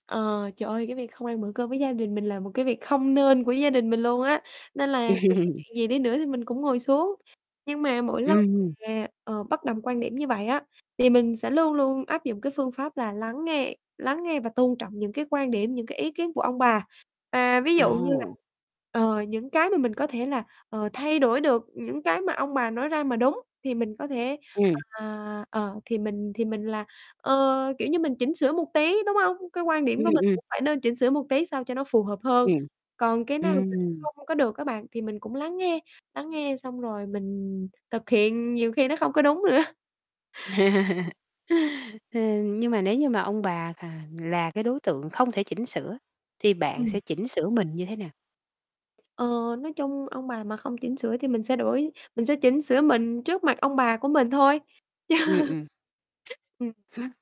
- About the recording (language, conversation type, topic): Vietnamese, podcast, Gia đình bạn có truyền thống nào được duy trì ở nhà không?
- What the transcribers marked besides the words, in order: laugh; distorted speech; other background noise; tapping; laughing while speaking: "nữa"; laugh; static; laugh